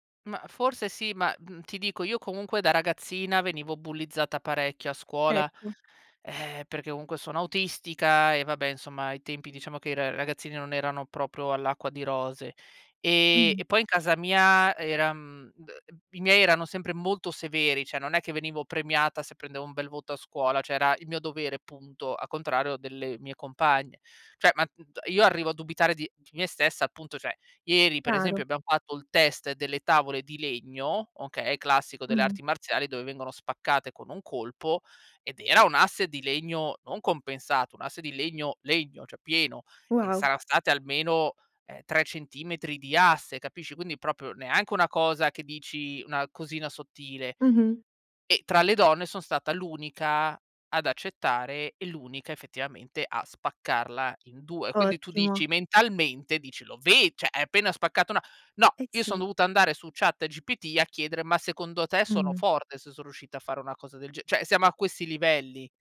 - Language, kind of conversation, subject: Italian, advice, Come posso gestire la sindrome dell’impostore nonostante piccoli successi iniziali?
- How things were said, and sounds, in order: unintelligible speech; "cioè" said as "ceh"; "cioè" said as "ceh"; "Cioè" said as "ceh"; "cioè" said as "ceh"; "cioè" said as "ceh"; "cioè" said as "ceh"; "Cioè" said as "ceh"